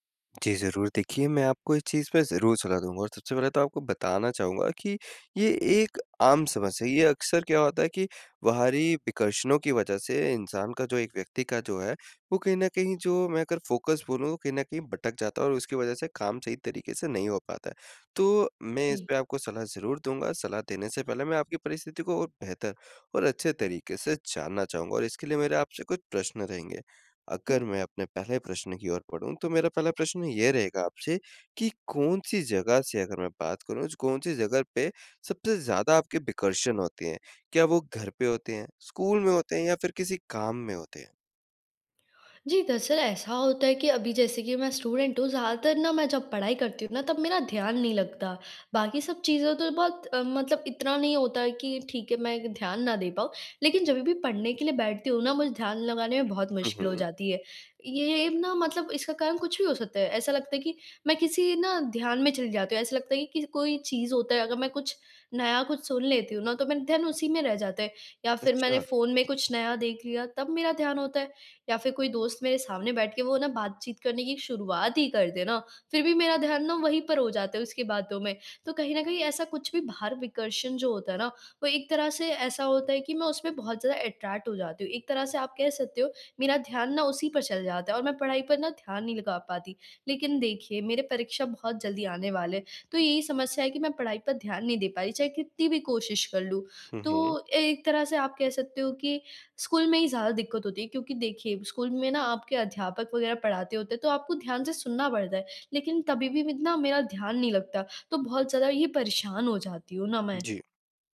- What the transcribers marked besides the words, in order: in English: "फ़ोकस"; hiccup; in English: "स्टूडेंट"; in English: "अट्रैक्ट"
- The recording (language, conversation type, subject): Hindi, advice, बाहरी विकर्षणों से निपटने के लिए मुझे क्या बदलाव करने चाहिए?